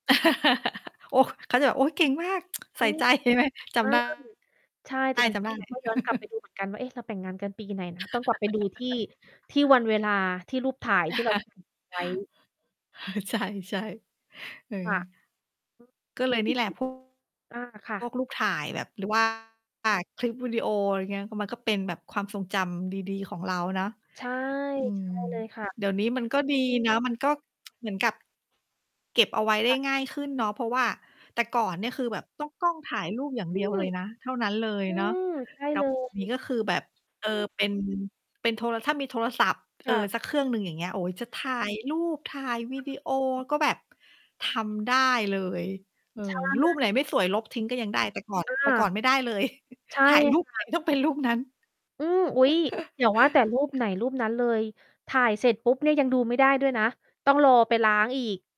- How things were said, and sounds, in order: laugh; distorted speech; static; laughing while speaking: "ใช่ไหม"; laugh; chuckle; laugh; laughing while speaking: "เออ ใช่ ๆ"; unintelligible speech; tsk; tapping; chuckle; laughing while speaking: "ไหน ต้องเป็นรูปนั้น"; chuckle
- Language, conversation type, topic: Thai, unstructured, ในครอบครัวของคุณมีวิธีสร้างความทรงจำดีๆ ร่วมกันอย่างไรบ้าง?